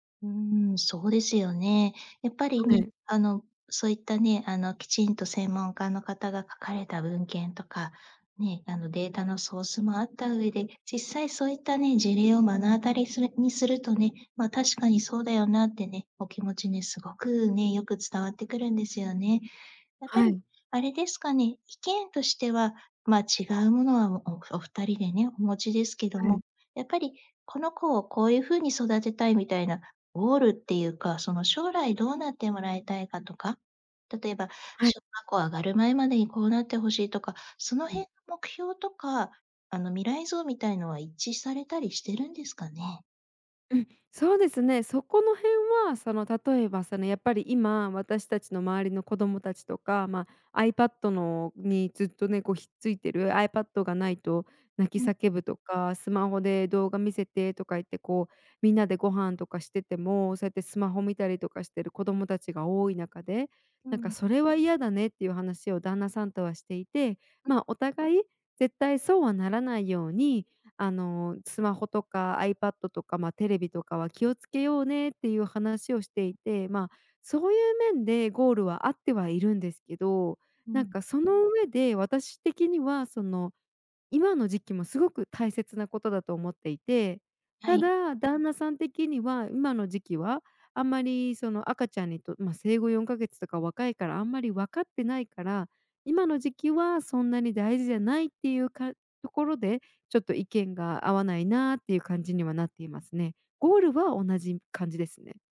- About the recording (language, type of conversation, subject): Japanese, advice, 配偶者と子育ての方針が合わないとき、どのように話し合えばよいですか？
- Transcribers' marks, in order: none